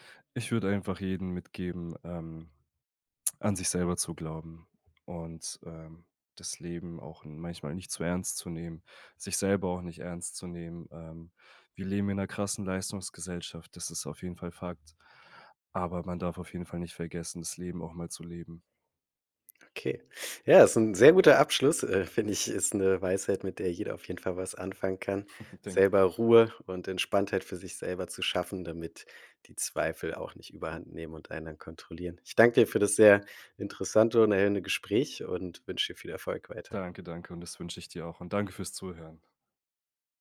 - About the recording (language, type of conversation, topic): German, podcast, Wie gehst du mit Zweifeln bei einem Neuanfang um?
- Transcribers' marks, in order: laughing while speaking: "finde ich"; chuckle; "Entspannung" said as "Entspanntheit"